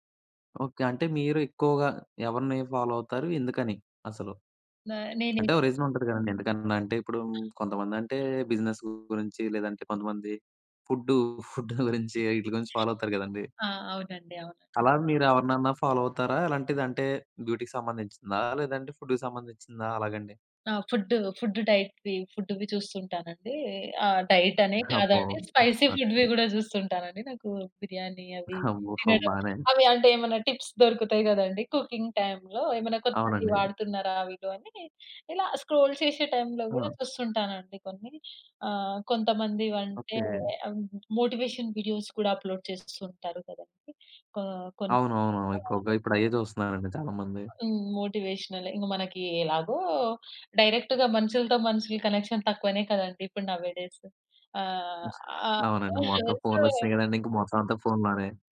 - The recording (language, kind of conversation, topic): Telugu, podcast, మీరు సోషల్‌మీడియా ఇన్‌ఫ్లూఎన్సర్‌లను ఎందుకు అనుసరిస్తారు?
- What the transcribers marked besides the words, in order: in English: "ఫాలో"; tapping; in English: "రీజన్"; other noise; in English: "బిజినెస్"; in English: "ఫుడ్ ఫుడ్"; chuckle; in English: "ఫాలో"; in English: "ఫాలో"; in English: "బ్యూటీకి"; in English: "ఫుడ్‌కి"; in English: "ఫుడ్, ఫుడ్ డైట్, ఫుడ్‌వి"; in English: "డైట్"; in English: "స్పైసీ ఫుడ్‌వి"; in English: "టిప్స్"; in English: "కుకింగ్ టైమ్‌లో"; in English: "స్క్రోల్"; in English: "టైమ్‌లో"; in English: "మోటివేషన్ వీడియోస్"; in English: "అప్లోడ్"; in English: "డైరెక్ట్‌గా"; in English: "కనెక్షన్"; in English: "నౌ ఏ డేస్"; unintelligible speech